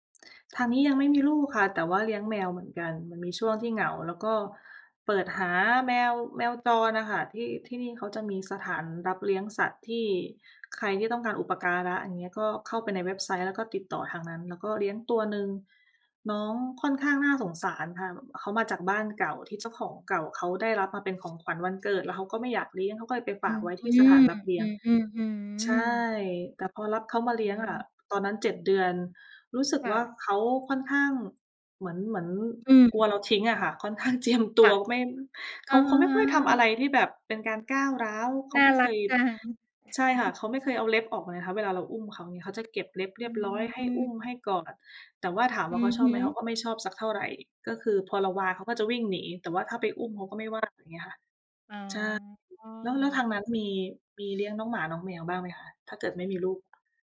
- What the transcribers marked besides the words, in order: other background noise; tapping; laughing while speaking: "เจียม"; chuckle
- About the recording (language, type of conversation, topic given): Thai, unstructured, คุณอยากทำอะไรให้สำเร็จภายในอีกห้าปีข้างหน้า?